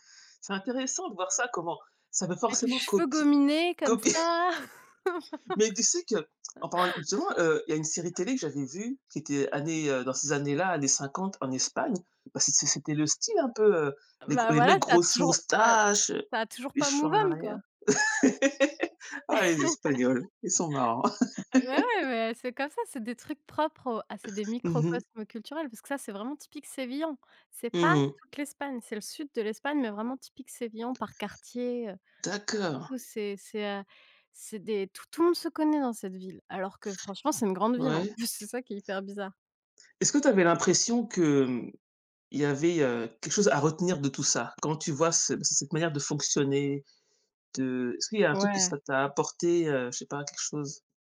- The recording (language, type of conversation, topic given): French, unstructured, Quelle a été votre rencontre interculturelle la plus enrichissante ?
- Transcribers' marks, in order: stressed: "cheveux gominés"; laughing while speaking: "copier"; laugh; in English: "move on"; laugh; laugh; stressed: "pas"; laughing while speaking: "plus"; other background noise